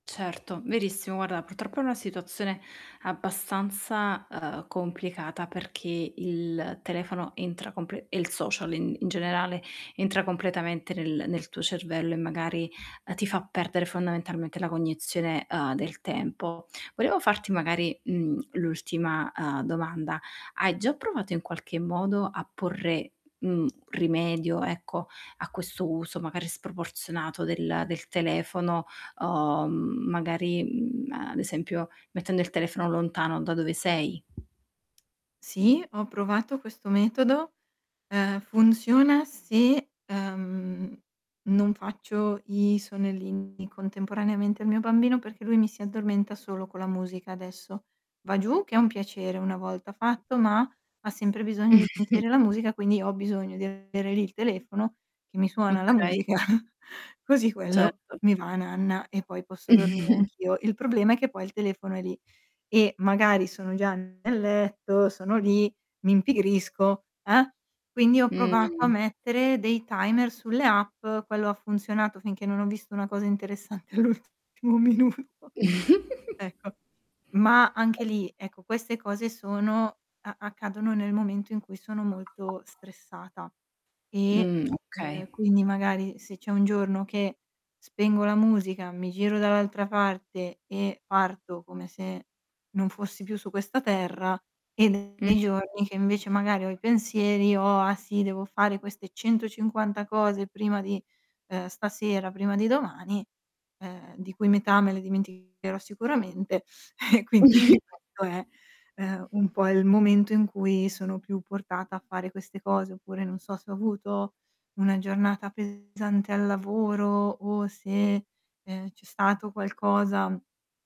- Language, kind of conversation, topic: Italian, advice, Come posso evitare le distrazioni domestiche che interrompono il mio tempo libero?
- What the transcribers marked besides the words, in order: static; tapping; distorted speech; other background noise; chuckle; chuckle; giggle; laughing while speaking: "interessante all'ultimo minuto"; chuckle; unintelligible speech; laughing while speaking: "eh, quindi"; chuckle